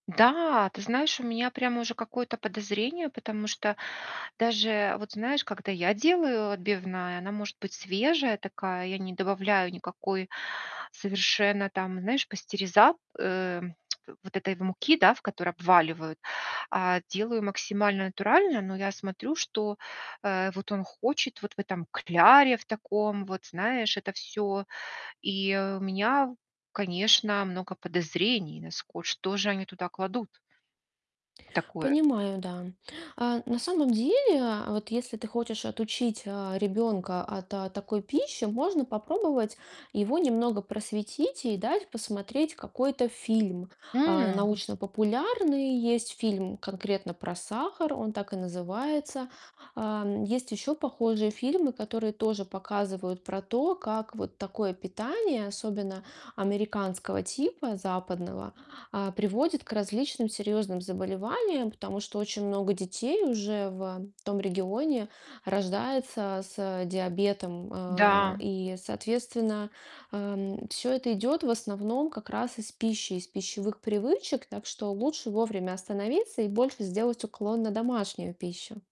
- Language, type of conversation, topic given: Russian, advice, Как мне начать сокращать потребление обработанных продуктов?
- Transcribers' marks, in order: static; distorted speech; tapping